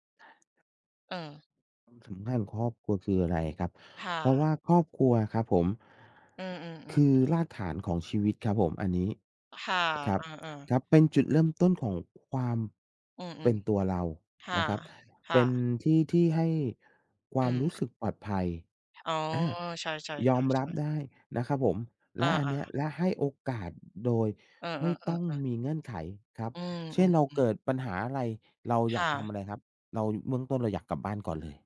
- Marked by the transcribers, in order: tapping
- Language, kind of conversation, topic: Thai, unstructured, คุณคิดว่าความสำคัญของครอบครัวคืออะไร?